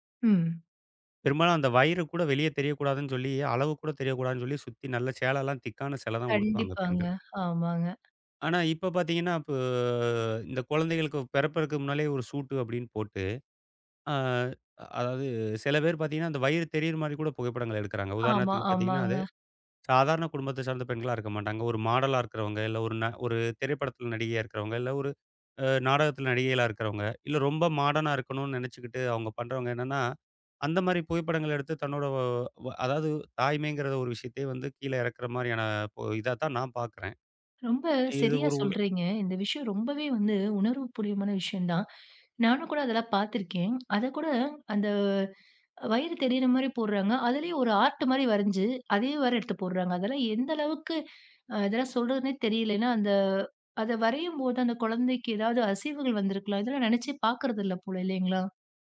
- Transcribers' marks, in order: tapping; drawn out: "இப்போ"; in English: "சூட்டு"; in English: "மாடலா"; in English: "மாடர்னா"; in English: "ஆர்ட்"
- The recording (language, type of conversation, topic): Tamil, podcast, சமூக ஊடகங்கள் எந்த அளவுக்கு கலாச்சாரத்தை மாற்றக்கூடும்?